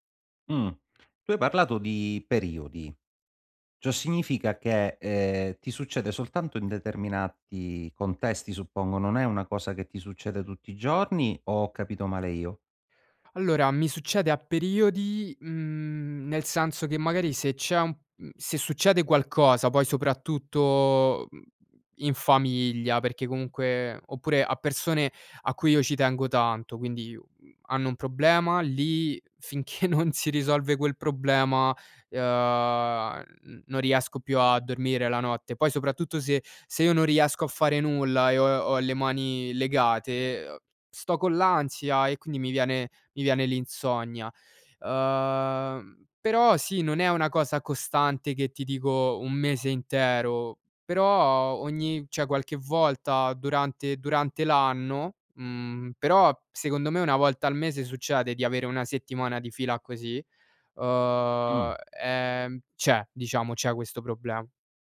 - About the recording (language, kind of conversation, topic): Italian, advice, Come i pensieri ripetitivi e le preoccupazioni influenzano il tuo sonno?
- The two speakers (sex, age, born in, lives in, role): male, 20-24, Romania, Romania, user; male, 40-44, Italy, Italy, advisor
- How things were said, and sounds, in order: laughing while speaking: "finché"